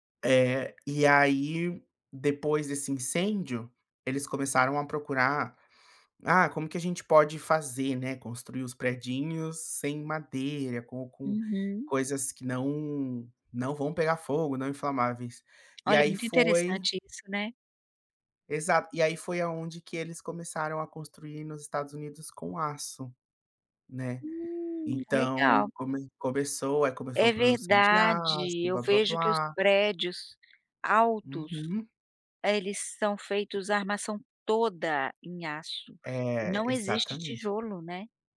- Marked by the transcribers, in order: tapping; other background noise
- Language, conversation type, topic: Portuguese, podcast, Como foi conversar com alguém sem falar a mesma língua?